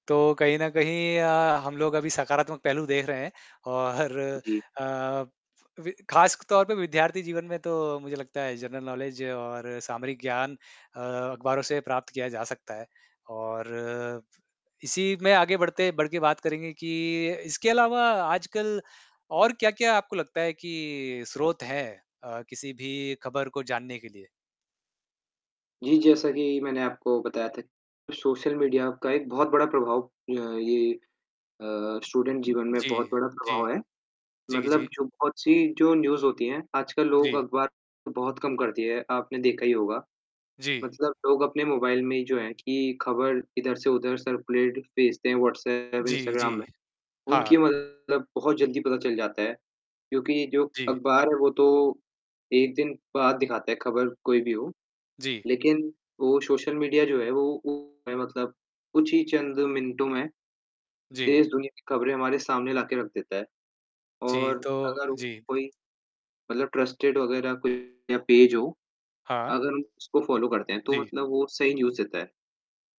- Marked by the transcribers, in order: static; laughing while speaking: "और"; "खासतौर" said as "खासकतौर"; in English: "जनरल नौलेज"; in English: "स्टूडेंट"; in English: "न्यूज़"; in English: "सर्कुलेट"; distorted speech; in English: "ट्रस्टेड"; in English: "पेज"; in English: "फ़ॉलो"; in English: "न्यूज़"
- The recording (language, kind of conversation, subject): Hindi, unstructured, आपके हिसाब से खबरों का हमारे मूड पर कितना असर होता है?